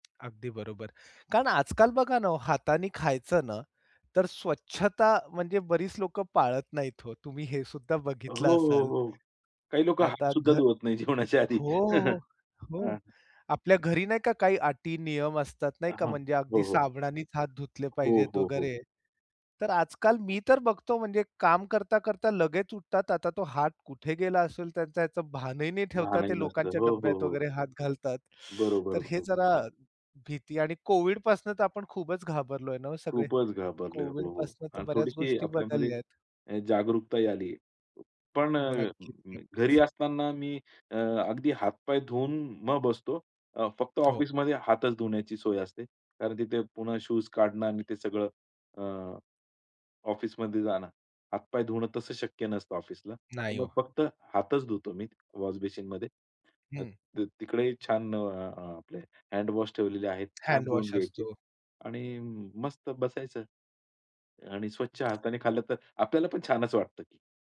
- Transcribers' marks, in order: tapping; other noise; laughing while speaking: "नाही जेवणाच्या आधी. हां"; sigh; other background noise; unintelligible speech
- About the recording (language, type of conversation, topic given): Marathi, podcast, आमच्या घरात हाताने खाण्याबाबत काही ठराविक नियम आहेत का?